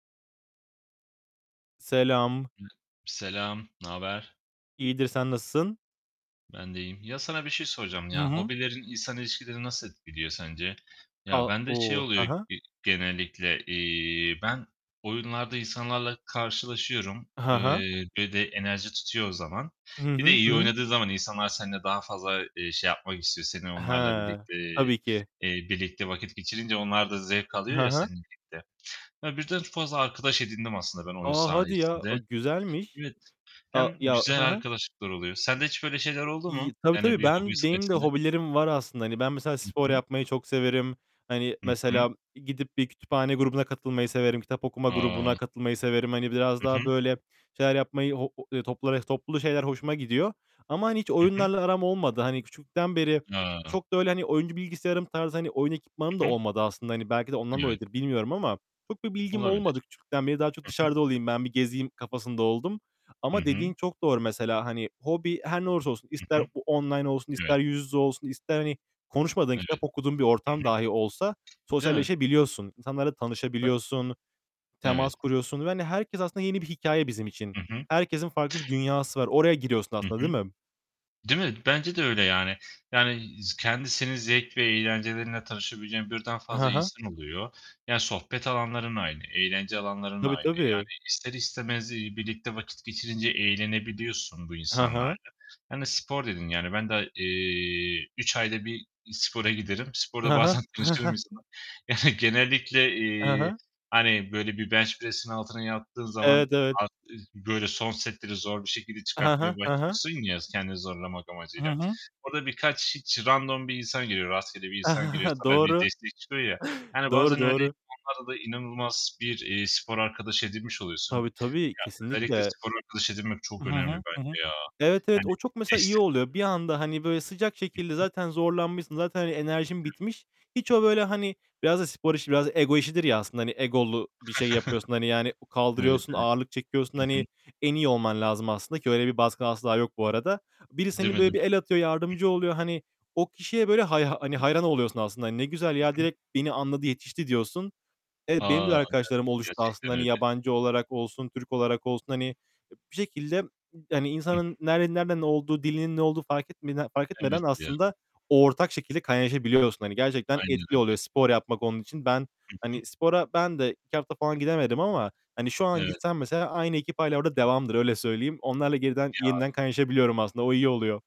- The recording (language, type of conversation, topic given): Turkish, unstructured, Hobilerin insan ilişkilerini nasıl etkilediğini düşünüyorsun?
- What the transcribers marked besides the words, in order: other background noise; distorted speech; tapping; static; unintelligible speech; laughing while speaking: "Yani"; chuckle; in English: "bench press'in"; in English: "random"; chuckle; unintelligible speech; chuckle; unintelligible speech; unintelligible speech; "etmede" said as "etmine"; unintelligible speech